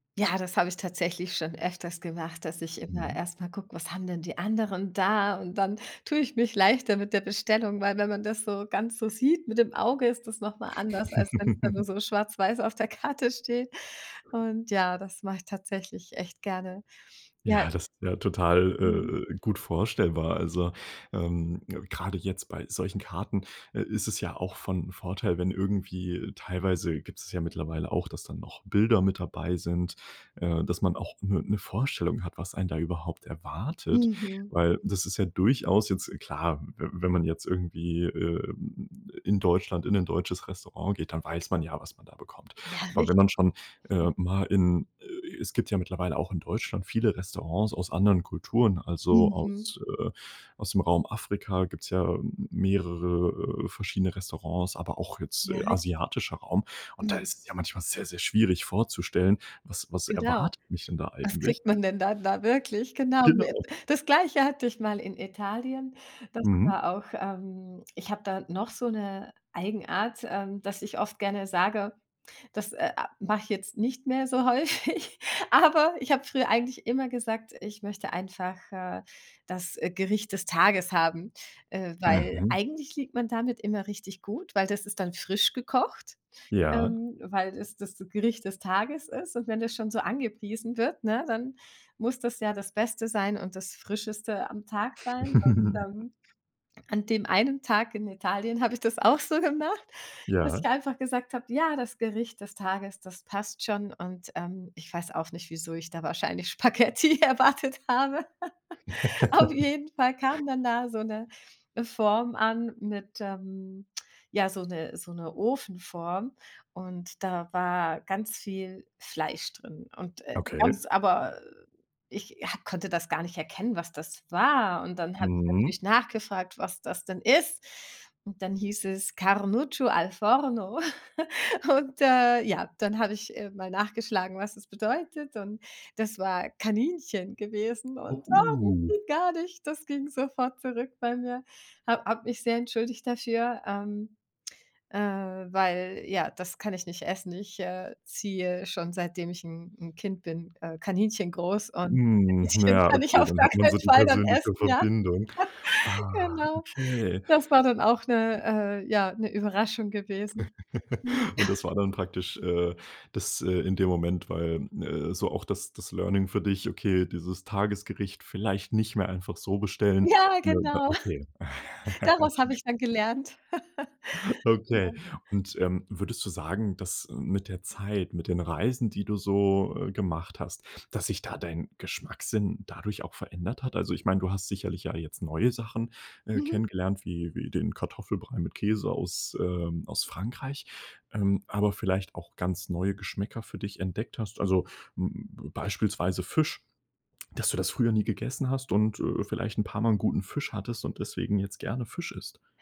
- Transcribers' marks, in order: giggle; laughing while speaking: "so häufig"; chuckle; laugh; laughing while speaking: "Spaghetti erwartet habe"; laugh; giggle; put-on voice: "ah, ging gar nicht"; laughing while speaking: "Kaninchen kann ich auf gar keinen Fall dann essen, ja"; chuckle; joyful: "Ja, genau"; chuckle; giggle; chuckle
- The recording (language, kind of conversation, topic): German, podcast, Wie beeinflussen Reisen deinen Geschmackssinn?